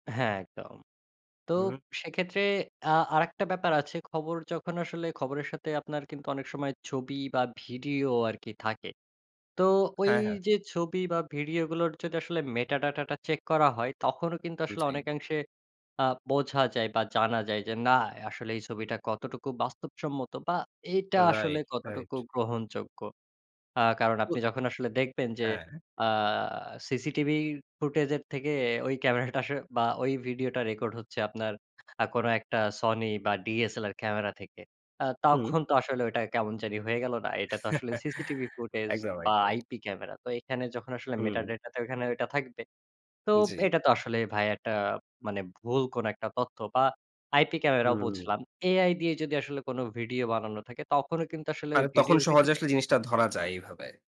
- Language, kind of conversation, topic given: Bengali, podcast, আপনি অনলাইনে পাওয়া খবর কীভাবে যাচাই করেন?
- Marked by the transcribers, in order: other background noise; chuckle; tapping